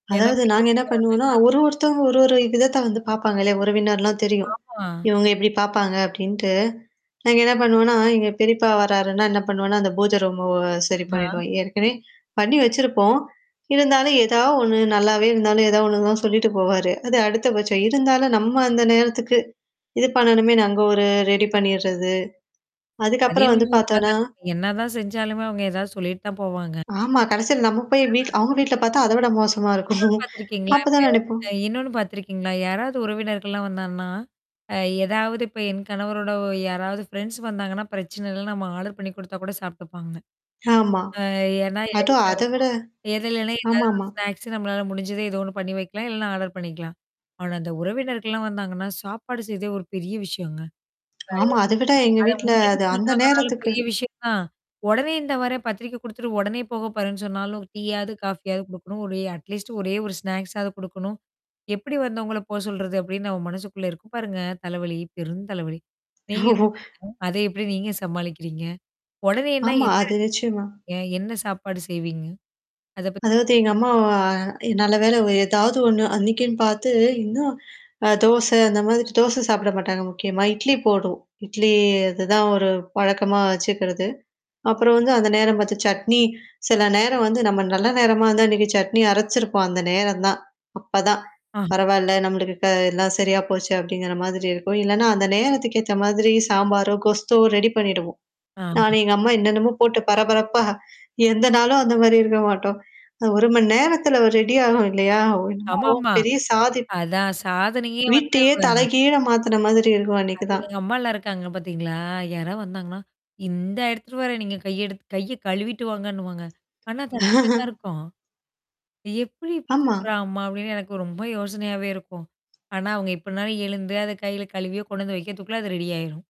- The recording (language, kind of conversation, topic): Tamil, podcast, விருந்தினர் வரும்போது வீட்டை சீக்கிரமாக எப்படித் தயார் செய்கிறீர்கள்?
- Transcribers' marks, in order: mechanical hum; static; distorted speech; in English: "ரூம"; chuckle; "வந்தாங்கன்னா" said as "வந்தான்ன்னா"; in English: "ஃப்ரெண்ட்ஸ்"; in English: "ஸ்நாக்ஸ"; in English: "ஆர்டர"; in English: "அட்லீஸ்ட்"; in English: "ஸ்நாக்ஸாவது"; laughing while speaking: "ஓ"; tapping; other background noise; in English: "ரெடி"; in English: "ரெடி"; other noise; chuckle; in English: "ரெடி"